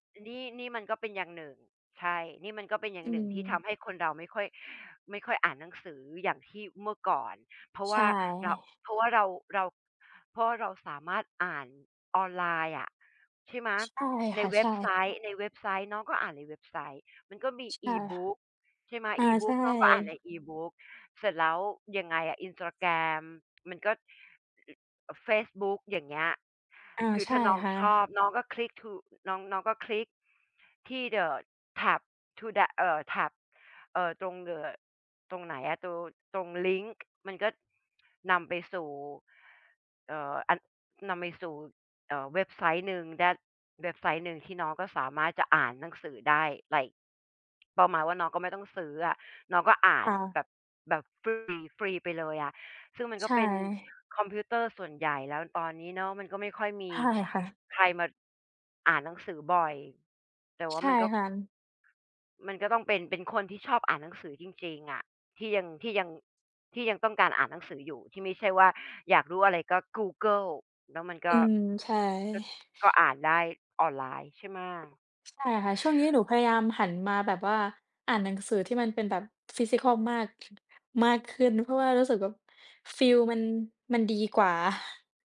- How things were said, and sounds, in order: other background noise; in English: "The tab to the"; in English: "tab"; tapping; in English: "that"; in English: "ไลก์"; in English: "physical"
- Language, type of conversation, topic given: Thai, unstructured, คุณจะเปรียบเทียบหนังสือที่คุณชื่นชอบอย่างไร?